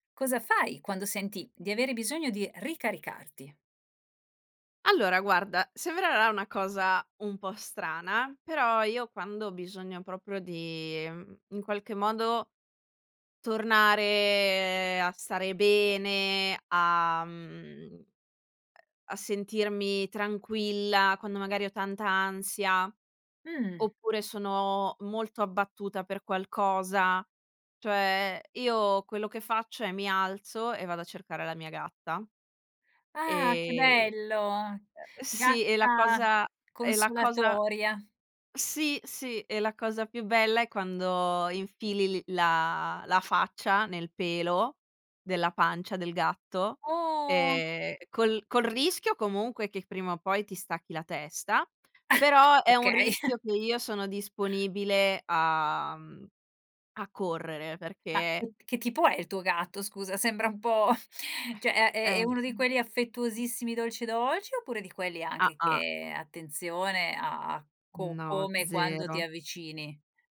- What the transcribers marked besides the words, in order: chuckle; chuckle; tapping; chuckle; "cioè" said as "ceh"; other background noise
- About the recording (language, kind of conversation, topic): Italian, podcast, Cosa fai quando senti di aver bisogno di ricaricarti?